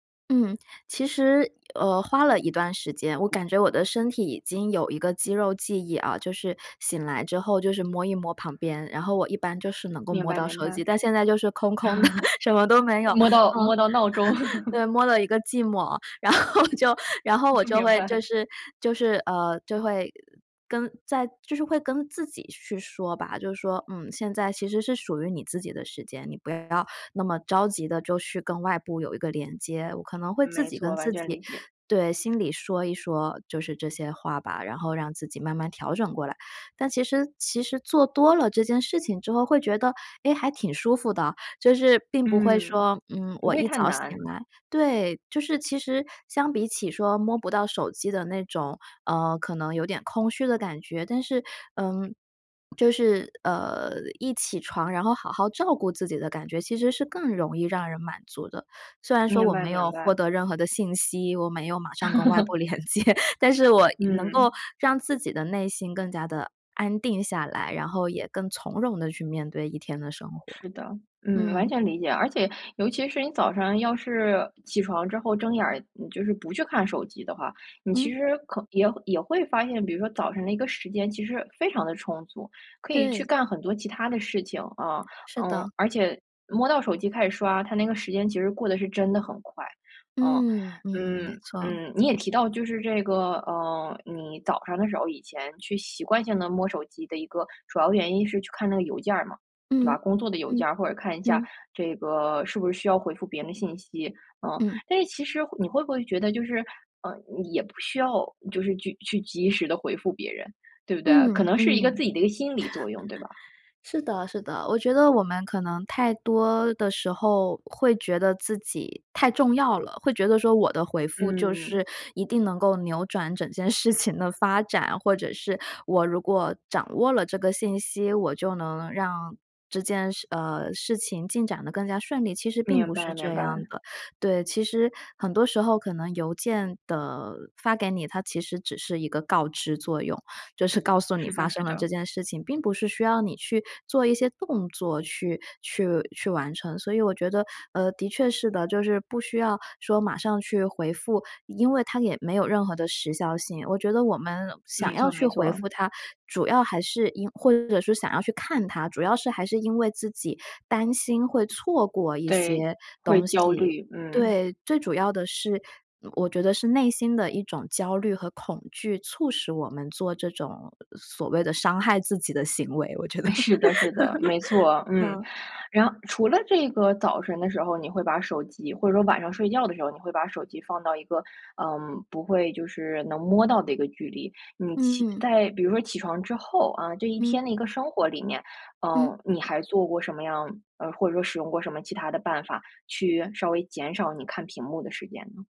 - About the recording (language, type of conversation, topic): Chinese, podcast, 你有什么办法戒掉手机瘾、少看屏幕？
- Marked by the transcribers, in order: laugh; laughing while speaking: "的，什么都没有"; laugh; laughing while speaking: "明白"; laughing while speaking: "然后就"; swallow; laugh; other background noise; laughing while speaking: "连接"; chuckle; laughing while speaking: "整件事情的发展"; laughing while speaking: "哎，是的 是的"; laugh